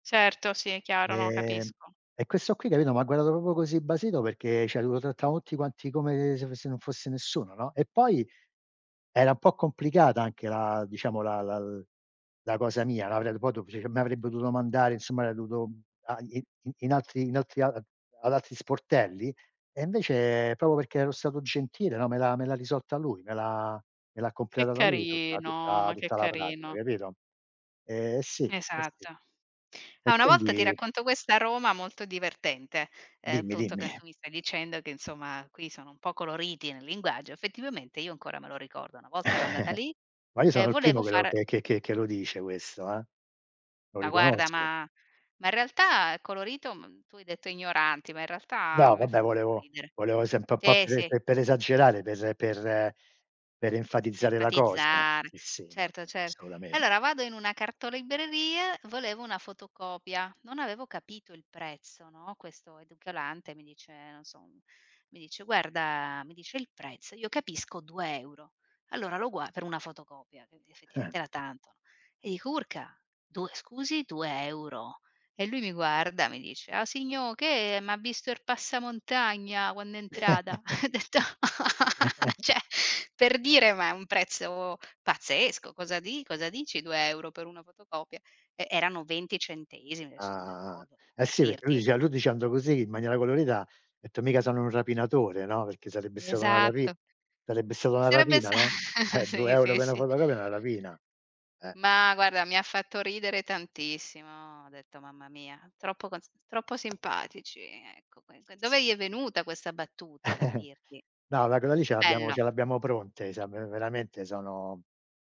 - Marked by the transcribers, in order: "proprio" said as "popo"; "cioè" said as "ceh"; unintelligible speech; unintelligible speech; "proprio" said as "popo"; chuckle; "edicolante" said as "educolante"; laughing while speaking: "Eh, eh"; put-on voice: "A signo', che m'ha visto er passamontagna quanno è entrata?"; laugh; laughing while speaking: "Ho detto, ceh"; laugh; "cioè" said as "ceh"; laughing while speaking: "sta"; "per" said as "pe"; "una" said as "na"; tapping; unintelligible speech; unintelligible speech; chuckle
- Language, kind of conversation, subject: Italian, unstructured, Qual è il ruolo della gentilezza nella tua vita?